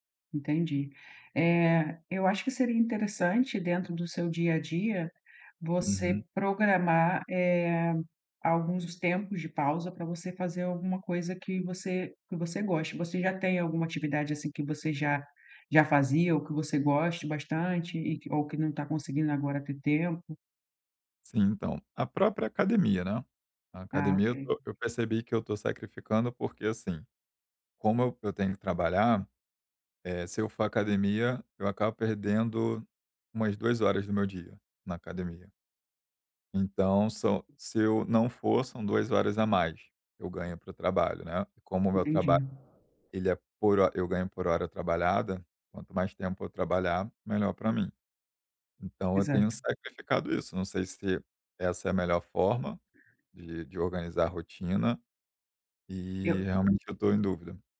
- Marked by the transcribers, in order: none
- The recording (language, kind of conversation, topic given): Portuguese, advice, Como posso criar uma rotina de lazer de que eu goste?
- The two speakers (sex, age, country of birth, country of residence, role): female, 40-44, Brazil, Portugal, advisor; male, 35-39, Brazil, Germany, user